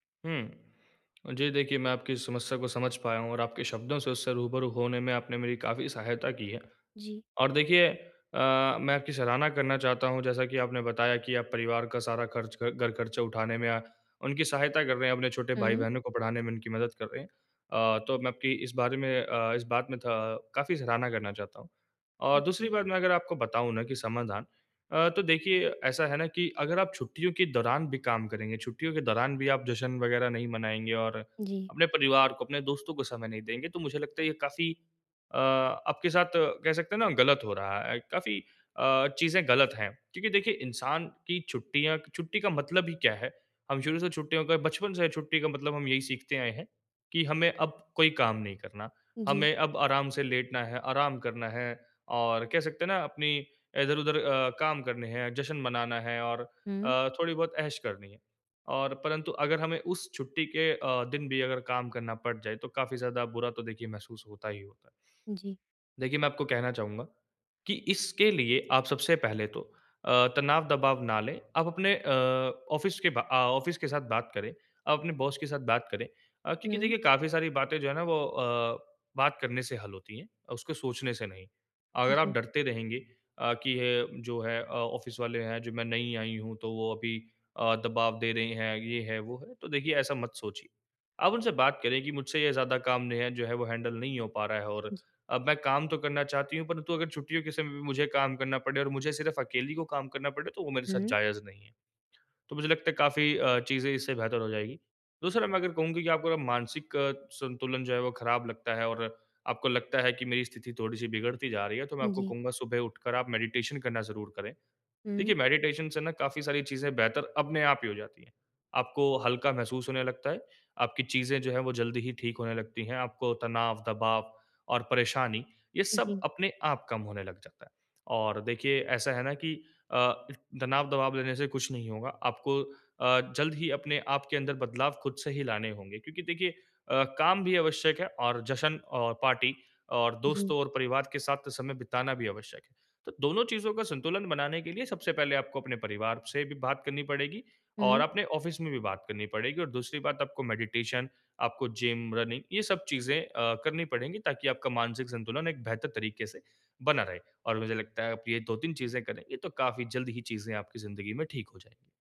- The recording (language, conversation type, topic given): Hindi, advice, छुट्टियों में परिवार और दोस्तों के साथ जश्न मनाते समय मुझे तनाव क्यों महसूस होता है?
- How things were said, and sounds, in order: other background noise; in English: "ऑफ़िस"; in English: "ऑफ़िस"; in English: "ऑफ़िस"; in English: "हैंडल"; in English: "मेडिटेशन"; in English: "मेडिटेशन"; in English: "पार्टी"; in English: "ऑफ़िस"; in English: "मेडिटेशन"; in English: "रनिंग"